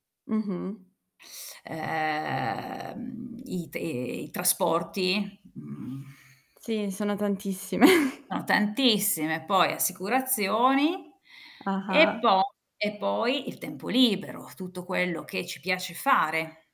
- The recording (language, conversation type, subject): Italian, unstructured, Come gestisci il tuo budget mensile?
- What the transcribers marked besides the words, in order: static; drawn out: "ehm"; other background noise; "Sono" said as "ono"; chuckle; distorted speech; tapping